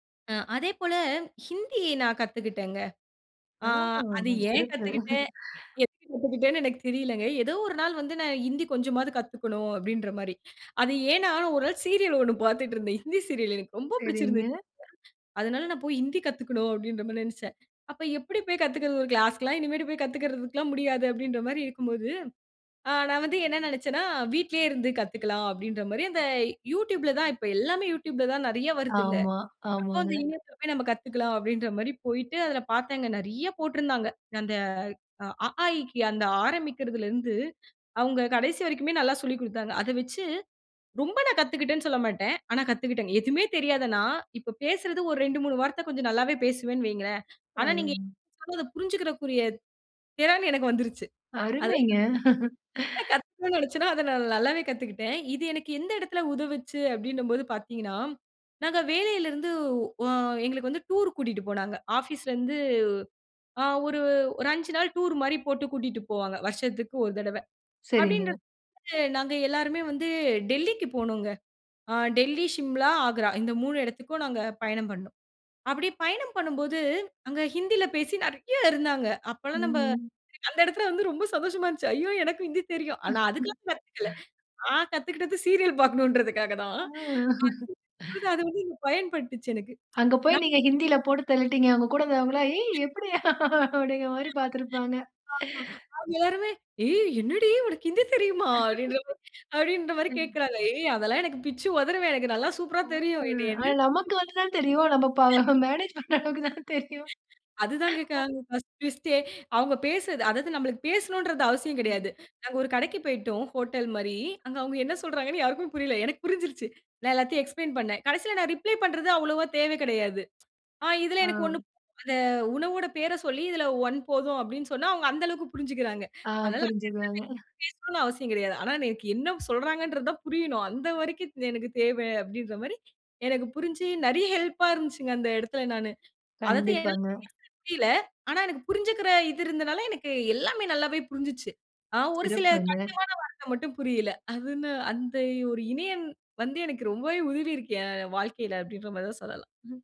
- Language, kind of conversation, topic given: Tamil, podcast, இணையக் கற்றல் உங்கள் பயணத்தை எப்படி மாற்றியது?
- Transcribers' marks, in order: drawn out: "ஆ"; other background noise; chuckle; chuckle; "புரிஞ்சிக்கக்கூடிய" said as "புரிஞ்சிக்கக்கூறிய"; chuckle; joyful: "அந்த எடத்தில வந்து ரொம்ப சந்தோஷமா இருந்துச்சி. ஐயோ! எனக்கும் ஹிந்தி தெரியும்"; chuckle; chuckle; tsk; laughing while speaking: "ஏய் எப்படி? அப்டிங்கிற மாரி பார்த்திருப்பாங்க"; joyful: "ஏய் என்னடி உனக்கு ஹிந்தி தெரியுமா? … என்னைய என்ன நெனைச்சி"; laugh; "உதருவேன்" said as "ஒதருவேன்"; drawn out: "அ"; other noise; in English: "மேனேஜ்"; laughing while speaking: "பண்ற அளவுக்கு தான் தெரியும்"; joyful: "அங்க அவுங்க என்ன சொல்றாங்கண்ணு யாருக்கும் புரியல்ல. எனக்கு புரிஞ்சிருச்சி. நான் எல்லாத்தையும் எக்ஸ்ப்ளைன் பண்ணேன்"; in English: "எக்ஸ்ப்ளைன்"; in English: "ரிப்ளை"; tsk; "இருந்துச்சுங்க" said as "இருஞ்சிச்ங்க"; unintelligible speech